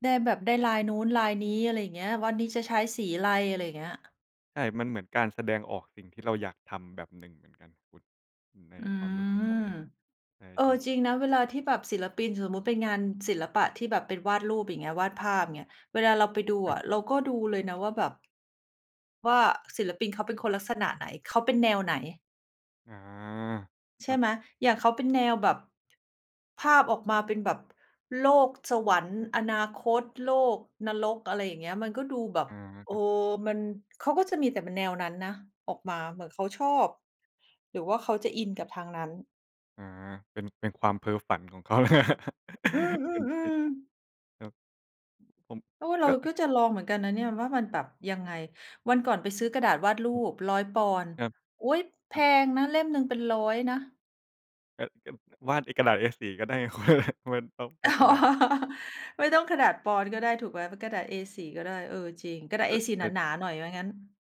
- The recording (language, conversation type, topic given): Thai, unstructured, ศิลปะช่วยให้เรารับมือกับความเครียดอย่างไร?
- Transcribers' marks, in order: chuckle; laughing while speaking: "คุณ"; laughing while speaking: "อ๋อ"; unintelligible speech